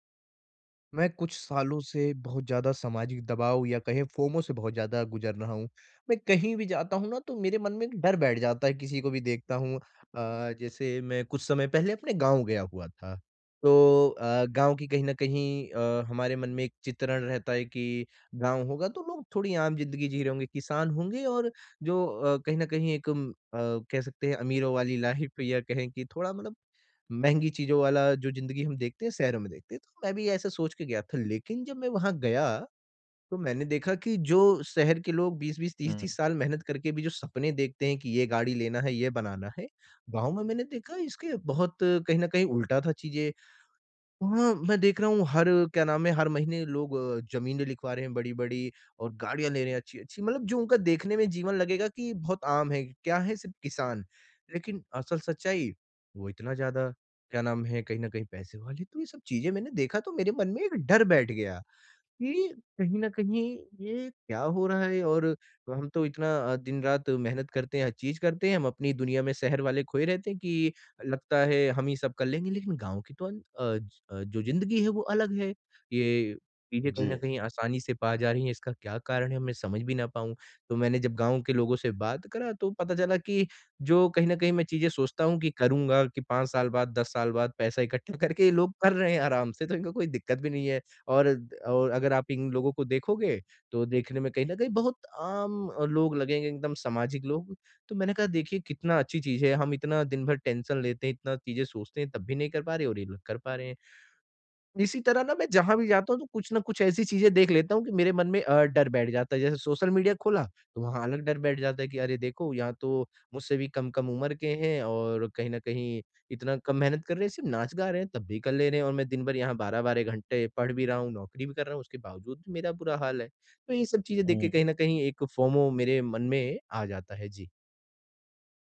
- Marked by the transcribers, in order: in English: "फ़ोमो"; in English: "लाइफ़"; in English: "टेंशन"; in English: "फ़ोमो"
- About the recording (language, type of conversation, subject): Hindi, advice, FOMO और सामाजिक दबाव